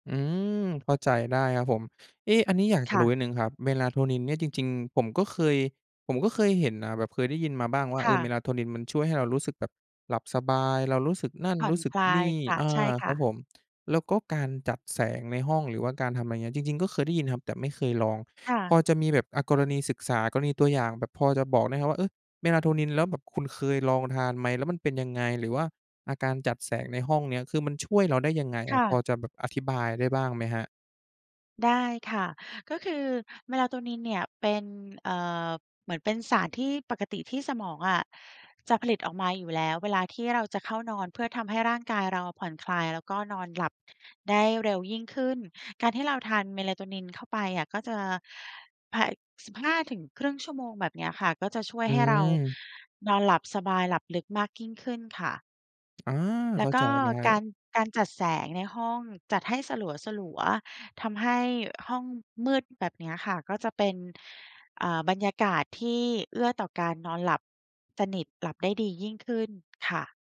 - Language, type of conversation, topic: Thai, advice, ทำไมฉันถึงนอนไม่หลับก่อนมีงานสำคัญ?
- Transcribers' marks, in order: tapping